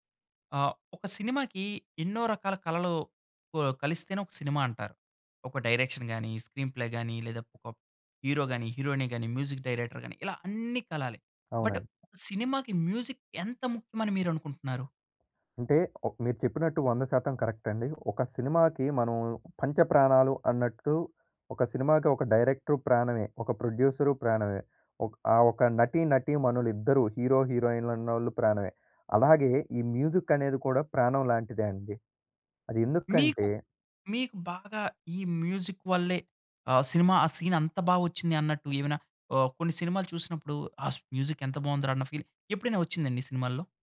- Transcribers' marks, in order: in English: "డైరెక్షన్"; in English: "స్క్రీన్‌ప్లే"; in English: "హీరో"; in English: "హీరోయిన్"; in English: "మ్యూజిక్ డైరెక్టర్"; in English: "బట్"; in English: "మ్యూజిక్"; in English: "కరెక్ట్"; in English: "డైరెక్టర్"; in English: "హీరో, హీరోయిన్"; in English: "మ్యూజిక్"; in English: "మ్యూజిక్"; in English: "సీన్"; in English: "మ్యూజిక్"; in English: "ఫీల్"
- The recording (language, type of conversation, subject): Telugu, podcast, ఒక సినిమాకు సంగీతం ఎంత ముఖ్యమని మీరు భావిస్తారు?